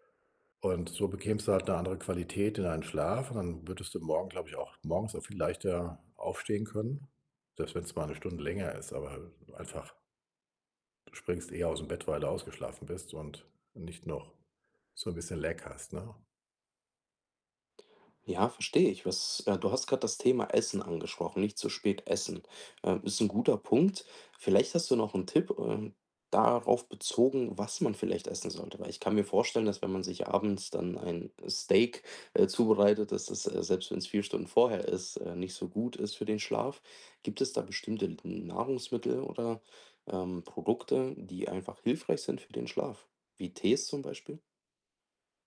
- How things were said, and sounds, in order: none
- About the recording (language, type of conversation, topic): German, advice, Wie kann ich schlechte Gewohnheiten langfristig und nachhaltig ändern?
- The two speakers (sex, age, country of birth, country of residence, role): male, 25-29, Germany, Germany, user; male, 60-64, Germany, Germany, advisor